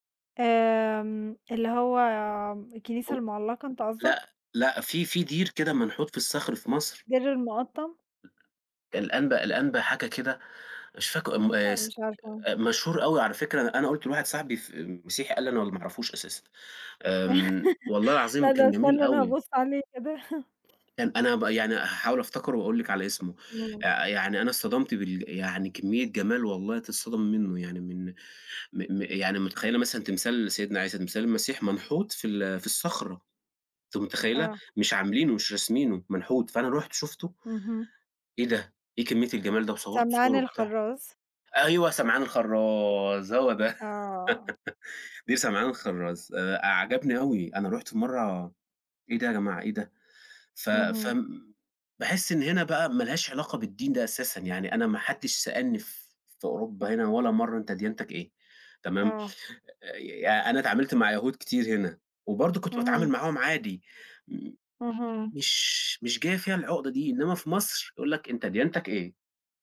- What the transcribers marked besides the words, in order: other background noise; laugh; laughing while speaking: "لأ، ده أنا استني أنا هابُص عليه كده"; laugh; tapping
- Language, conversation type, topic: Arabic, unstructured, هل الدين ممكن يسبب انقسامات أكتر ما بيوحّد الناس؟